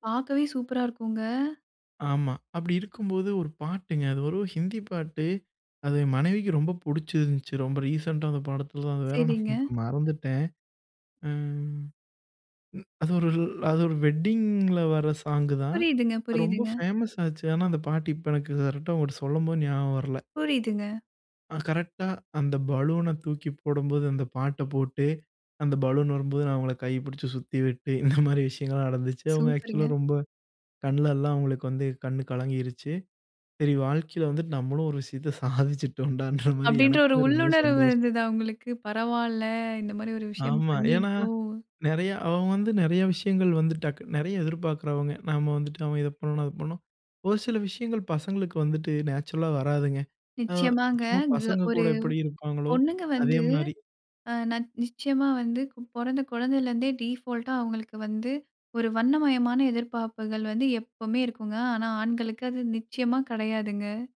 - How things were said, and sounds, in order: in English: "ரீசென்ட்டா"; in English: "வெட்டிங்கில"; joyful: "கரெக்ட்டா அந்த பலூன தூக்கி போடும்போது … எனக்குமே ரொம்ப சந்தோஷம்"; laughing while speaking: "கரெக்ட்டா அந்த பலூன தூக்கி போடும்போது … எனக்குமே ரொம்ப சந்தோஷம்"; in English: "ஆக்சுவலா"; surprised: "பரவாயில்ல இந்த மாதிரி ஒரு விஷயம் பண்ணிட்டோம்"; in English: "நேச்சுரல்லா"; in English: "டிஃபால்ட்டா"; other background noise
- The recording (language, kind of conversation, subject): Tamil, podcast, திருமணத்தில் உங்களுக்கு மறக்க முடியாத ஒரு தருணம் நடந்ததா?